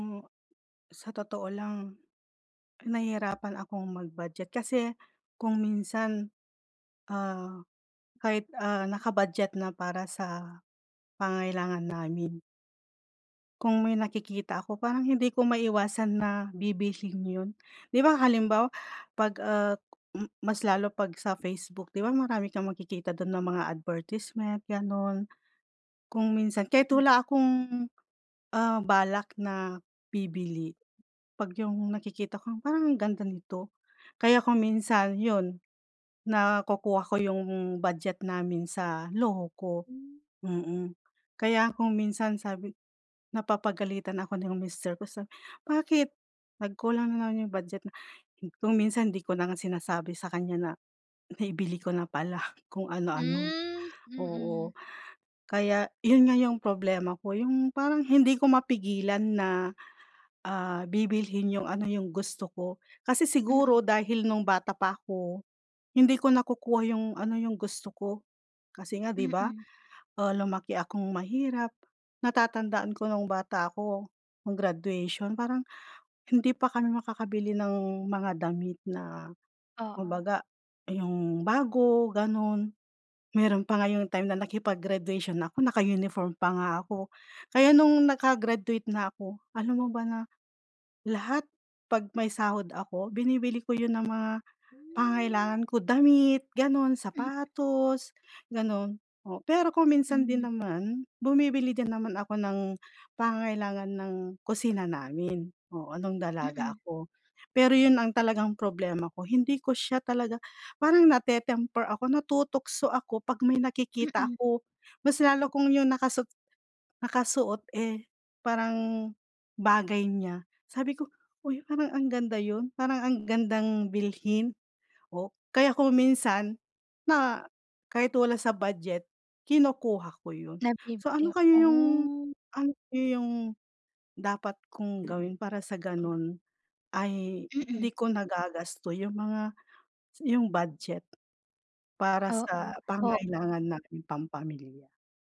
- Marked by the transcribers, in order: other noise
- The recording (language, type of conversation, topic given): Filipino, advice, Paano ko uunahin ang mga pangangailangan kaysa sa luho sa aking badyet?